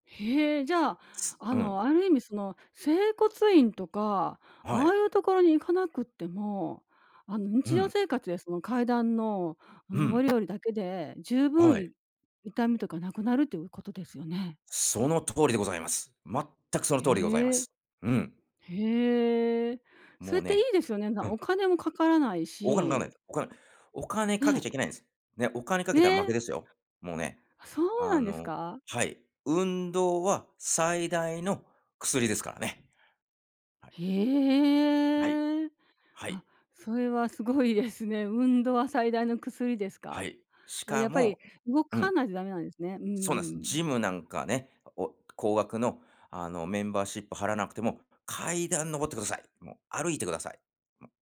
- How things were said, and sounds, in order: other noise; other background noise; drawn out: "へえ"
- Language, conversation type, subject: Japanese, podcast, 普段、体の声をどのように聞いていますか？